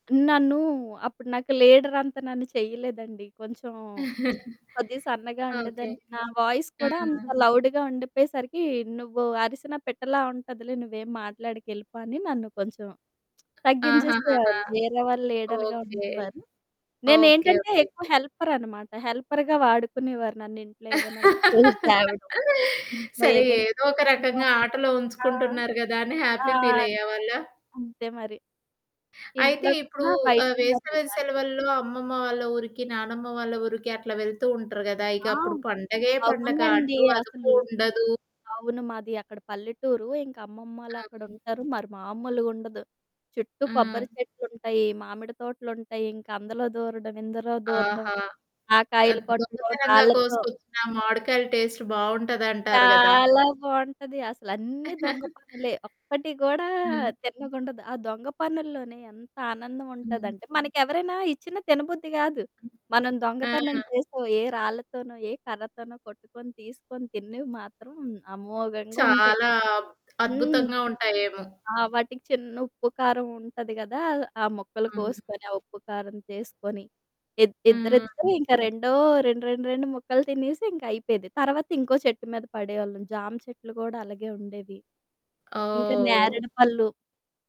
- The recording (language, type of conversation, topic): Telugu, podcast, మీ చిన్నప్పటిలో మీకు అత్యంత ఇష్టమైన ఆట ఏది, దాని గురించి చెప్పగలరా?
- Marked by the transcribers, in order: lip smack; chuckle; static; in English: "వాయిస్"; in English: "లౌడ్‌గా"; other background noise; lip smack; in English: "లీడర్‌గా"; laugh; in English: "హెల్పర్‌గా"; in English: "హ్యాపీ"; in English: "హ్యాపీ"; in English: "టేస్ట్"; chuckle